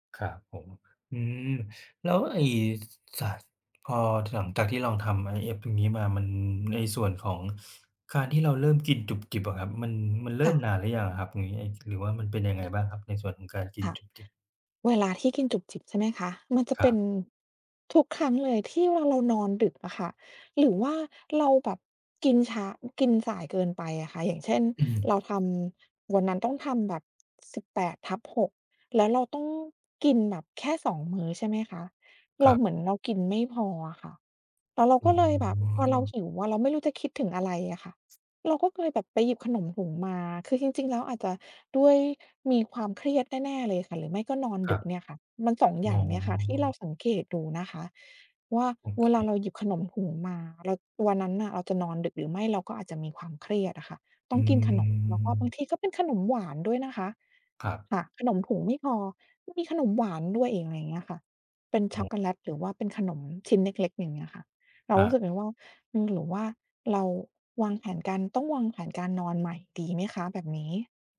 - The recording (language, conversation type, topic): Thai, advice, คุณมีวิธีจัดการกับการกินไม่เป็นเวลาและการกินจุบจิบตลอดวันอย่างไร?
- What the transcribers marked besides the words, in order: other background noise; tapping; other noise